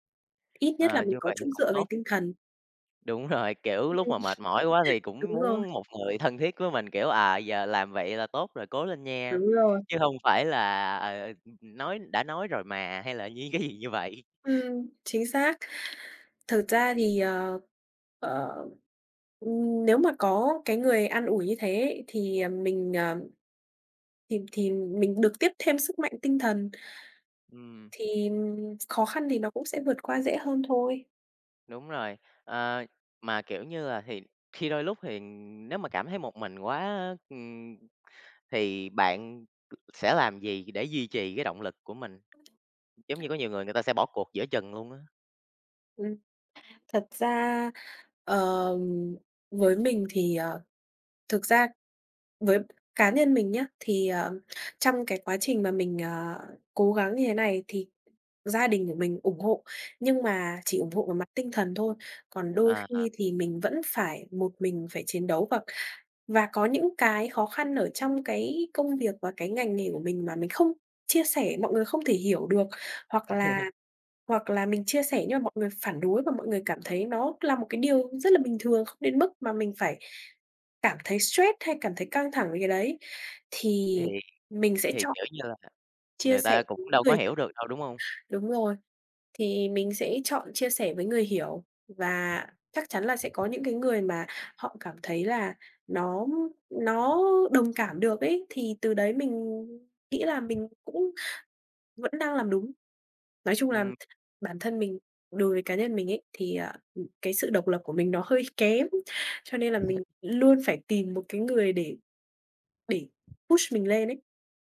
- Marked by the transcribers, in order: tapping; chuckle; laughing while speaking: "dí gì"; other background noise; laugh; chuckle; in English: "push"
- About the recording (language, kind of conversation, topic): Vietnamese, unstructured, Bạn làm thế nào để biến ước mơ thành những hành động cụ thể và thực tế?